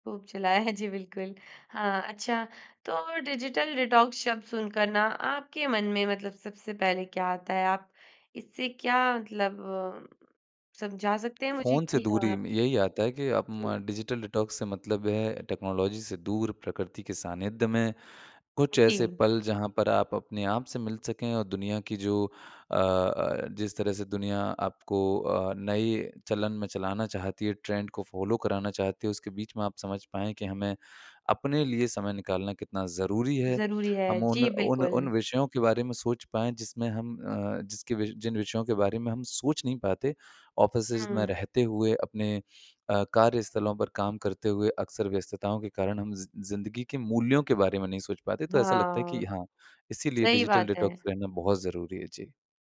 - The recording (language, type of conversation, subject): Hindi, podcast, डिजिटल डिटॉक्स के छोटे-छोटे तरीके बताइए?
- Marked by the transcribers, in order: in English: "डिजिटल डिटॉक्स"; in English: "डिजिटल डिटॉक्स"; in English: "टेक्नोलॉजी"; in English: "ट्रेंड"; in English: "फॉलो"; in English: "ऑफिसेज़"; in English: "डिजिटल डिटॉक्स"